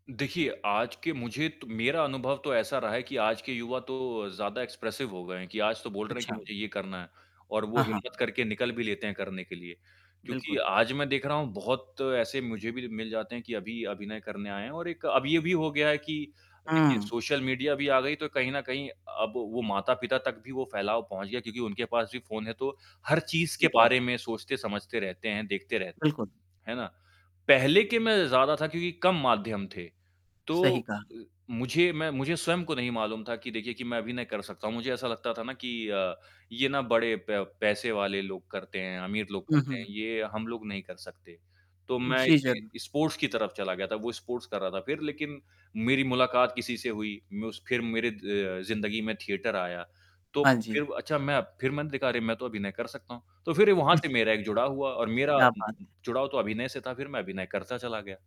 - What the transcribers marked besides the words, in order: static; in English: "एक्सप्रेसिव"; distorted speech; in English: "स्पोर्ट्स"; in English: "स्पोर्ट्स"
- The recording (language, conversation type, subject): Hindi, podcast, पछतावे को स्वीकार करके जीवन में आगे कैसे बढ़ा जा सकता है?